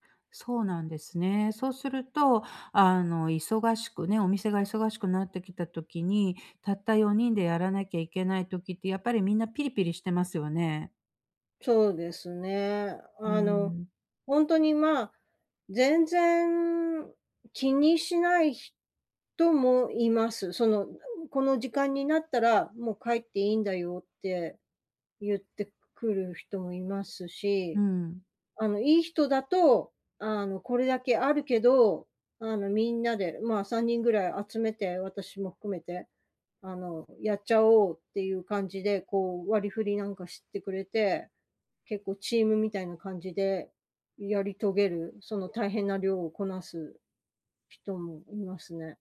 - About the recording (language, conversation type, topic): Japanese, advice, グループで自分の居場所を見つけるにはどうすればいいですか？
- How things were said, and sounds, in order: none